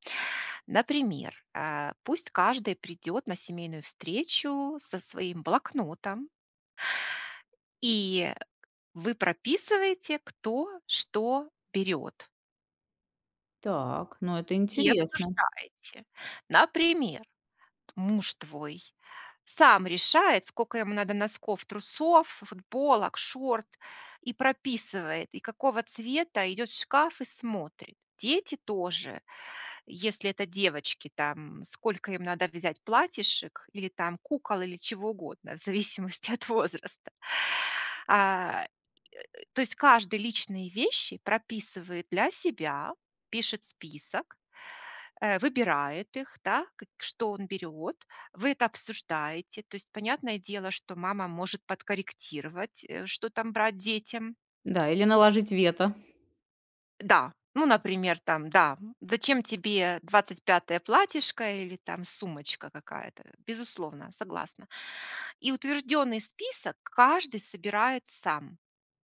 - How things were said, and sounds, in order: tapping; laughing while speaking: "зависимости от возраста"; grunt
- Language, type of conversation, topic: Russian, advice, Как мне меньше уставать и нервничать в поездках?